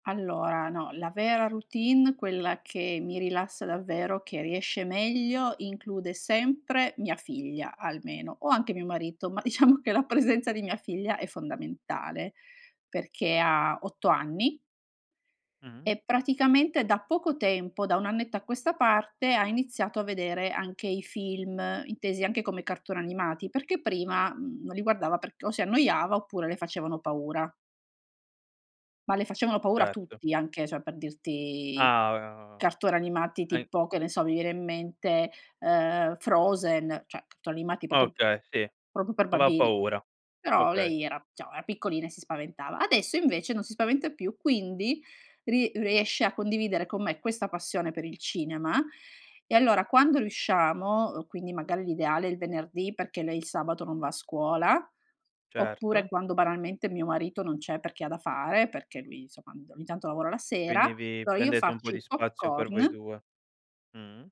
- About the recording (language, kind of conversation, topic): Italian, podcast, Raccontami una routine serale che ti aiuta a rilassarti davvero?
- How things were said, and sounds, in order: laughing while speaking: "diciamo"; "cioè" said as "ceh"; "cioè" said as "ceh"; "diciamo" said as "ciamo"; "Allora" said as "alloa"